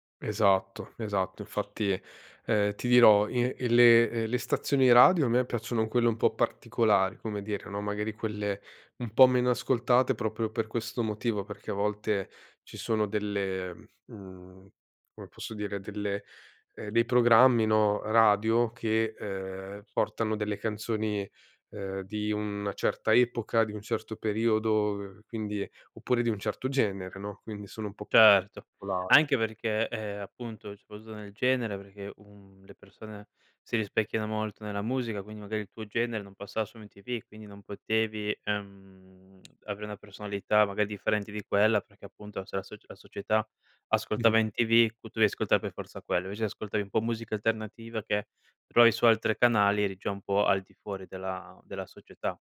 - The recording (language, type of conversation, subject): Italian, podcast, Come ascoltavi musica prima di Spotify?
- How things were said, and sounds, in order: other background noise; unintelligible speech